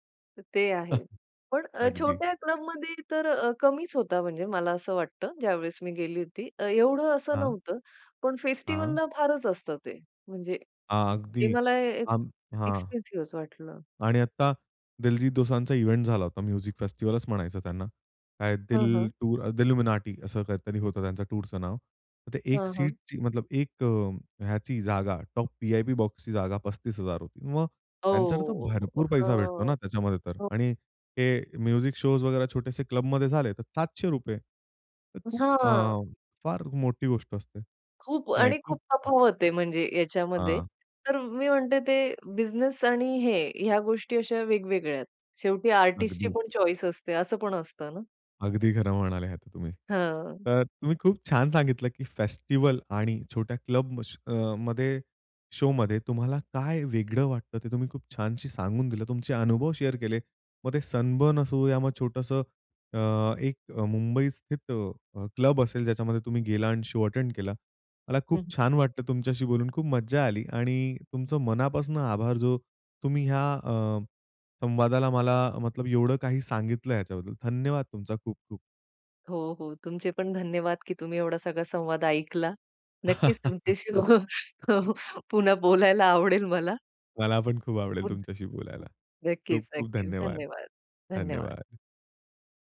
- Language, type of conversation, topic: Marathi, podcast, फेस्टिव्हल आणि छोट्या क्लबमधील कार्यक्रमांमध्ये तुम्हाला नेमका काय फरक जाणवतो?
- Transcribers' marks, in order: cough; in English: "एक्सपेन्सिव्ह"; in English: "इव्हेंट"; in English: "म्युझिक"; in English: "टॉप वी-आय-पी बॉक्सची"; in English: "म्युझिक शोज"; other noise; in English: "चॉईस"; in English: "शोमध्ये"; in English: "शेअर"; in English: "शो अटेंड"; chuckle; laughing while speaking: "नक्कीच तुमच्याशी हो पुन्हा बोलायला आवडेल मला"